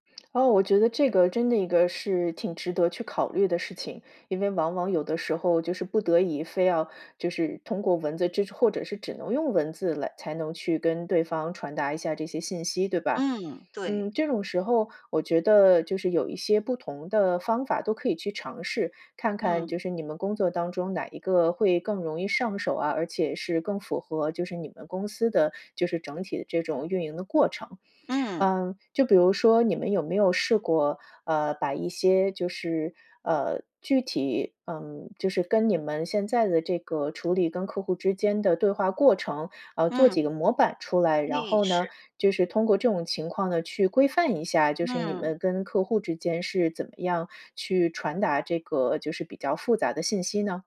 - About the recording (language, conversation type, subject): Chinese, advice, 如何用文字表达复杂情绪并避免误解？
- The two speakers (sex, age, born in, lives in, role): female, 35-39, China, United States, advisor; female, 50-54, China, United States, user
- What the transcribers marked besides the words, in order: tapping